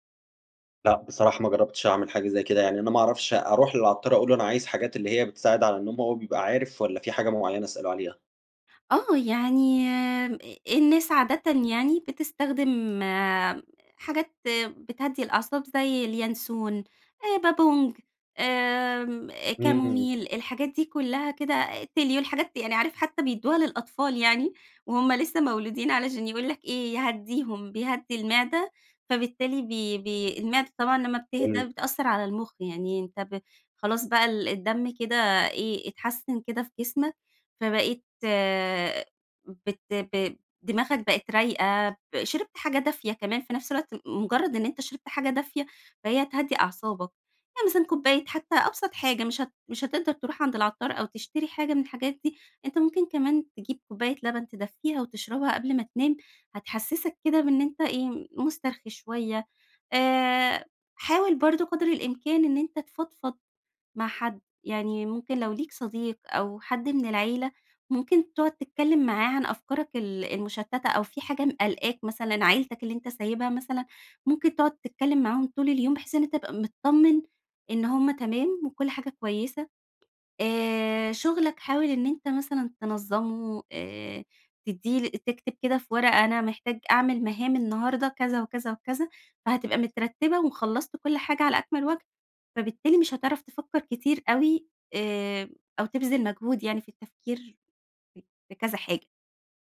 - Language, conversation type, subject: Arabic, advice, إزاي أتغلب على الأرق وصعوبة النوم بسبب أفكار سريعة ومقلقة؟
- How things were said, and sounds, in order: tapping; in English: "كاموميل"